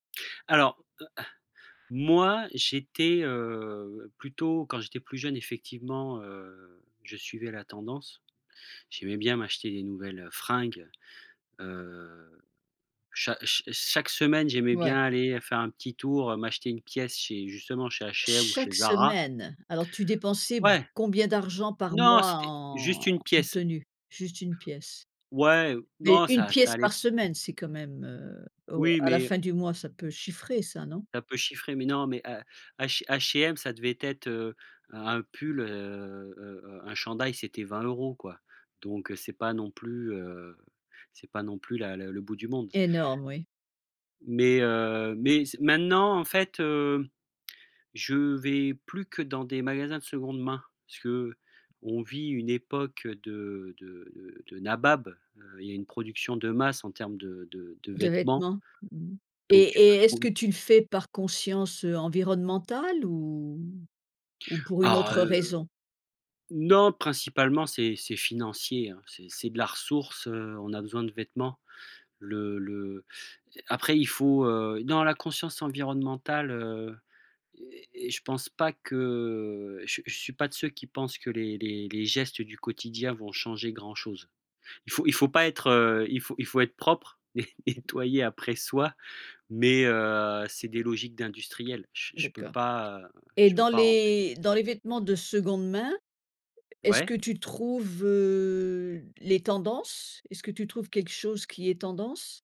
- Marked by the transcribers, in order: stressed: "moi"; tapping; laughing while speaking: "et et"
- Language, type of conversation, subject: French, podcast, Comment savoir si une tendance te va vraiment ?